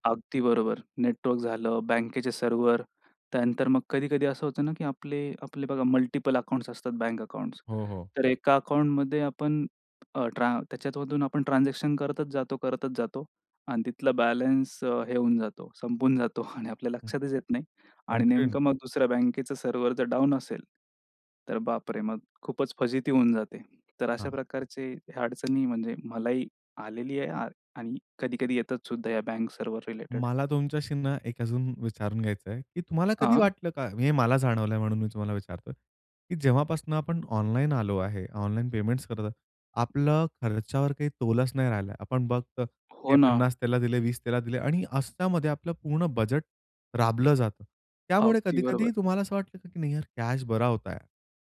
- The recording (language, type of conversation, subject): Marathi, podcast, ऑनलाइन देयकांमुळे तुमचे व्यवहार कसे बदलले आहेत?
- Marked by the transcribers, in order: in English: "मल्टिपल"; laughing while speaking: "संपून जातो आणि"; tapping